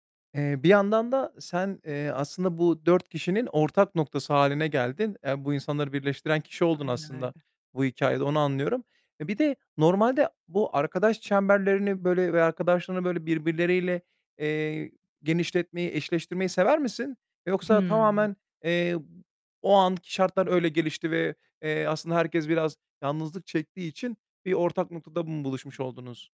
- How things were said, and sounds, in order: distorted speech
- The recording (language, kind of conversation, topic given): Turkish, podcast, Hayatında tesadüfen tanışıp yakınlaştığın biri oldu mu?